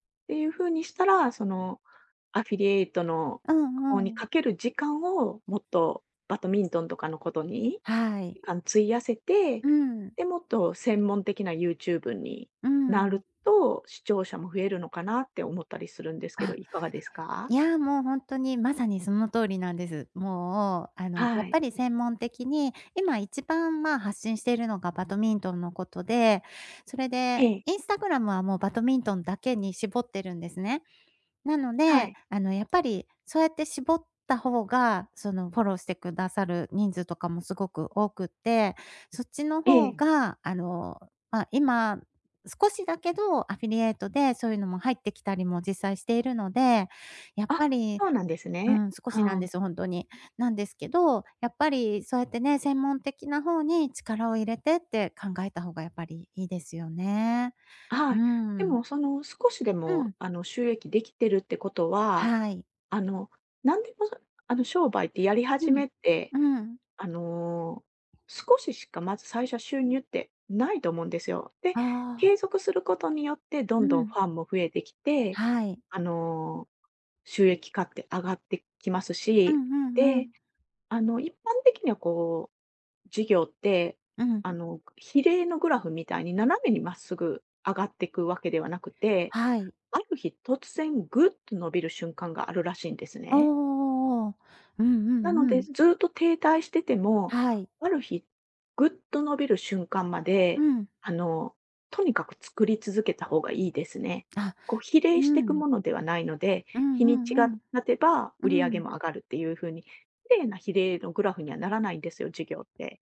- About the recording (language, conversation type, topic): Japanese, advice, 期待した売上が出ず、自分の能力に自信が持てません。どうすればいいですか？
- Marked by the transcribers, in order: in English: "アフィリエイト"; "バドミントン" said as "ばとみんとん"; "バドミントン" said as "ばとみんとん"; "バドミントン" said as "ばとみんとん"; in English: "フォロー"; in English: "アフィリエイト"; drawn out: "ああ"